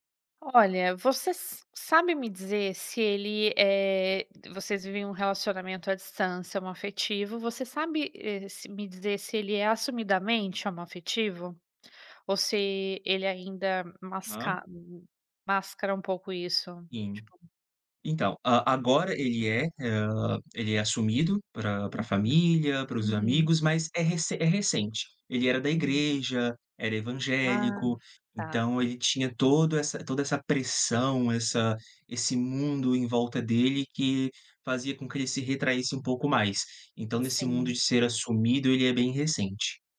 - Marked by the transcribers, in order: unintelligible speech
- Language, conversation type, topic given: Portuguese, advice, Como você lida com a falta de proximidade em um relacionamento à distância?